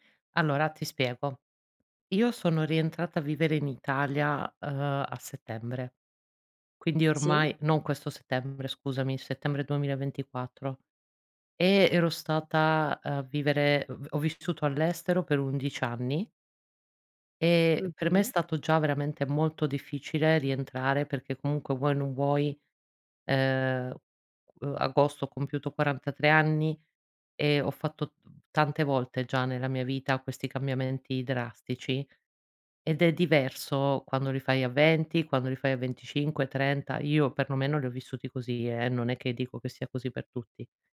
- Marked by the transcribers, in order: tapping
- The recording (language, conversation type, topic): Italian, advice, Come posso cambiare vita se ho voglia di farlo ma ho paura di fallire?